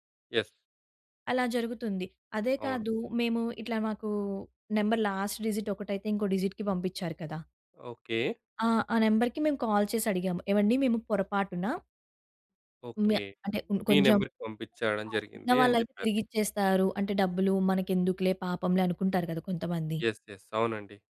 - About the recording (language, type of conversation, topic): Telugu, podcast, మీరు డిజిటల్ చెల్లింపులను ఎలా ఉపయోగిస్తారు?
- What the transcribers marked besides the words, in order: in English: "యెస్"; in English: "నంబర్ లాస్ట్ డిజిట్"; in English: "డిజిట్‌కి"; in English: "నెంబర్‌కి"; in English: "కాల్"; in English: "నంబర్‌కి"; in English: "యెస్. యెస్"